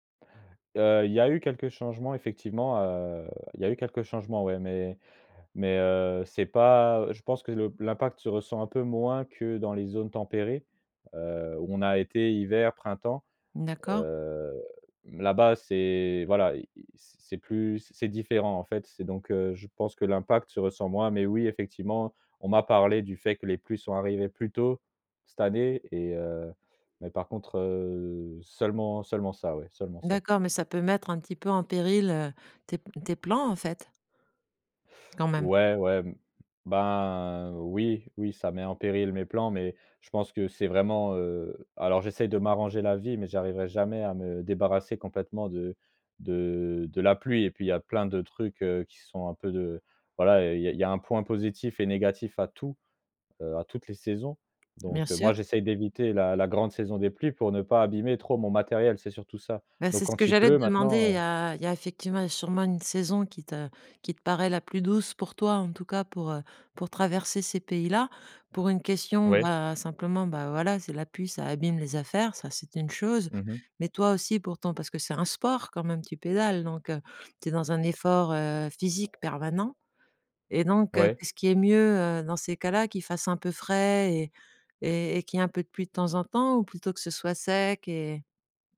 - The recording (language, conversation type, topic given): French, podcast, Comment les saisons t’ont-elles appris à vivre autrement ?
- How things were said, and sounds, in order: drawn out: "Heu"; drawn out: "ben"; stressed: "tout"; stressed: "sport"